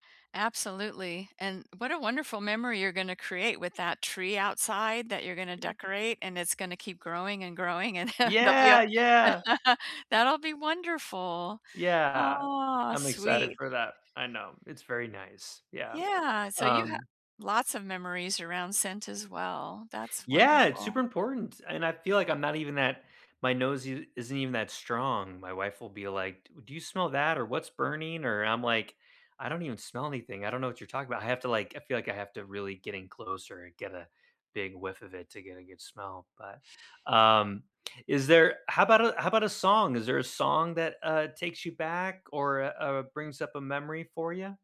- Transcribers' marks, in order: other background noise; laugh
- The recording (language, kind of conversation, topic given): English, unstructured, What songs or smells instantly bring you back to a meaningful memory?
- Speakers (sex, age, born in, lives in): female, 65-69, United States, United States; male, 40-44, United States, United States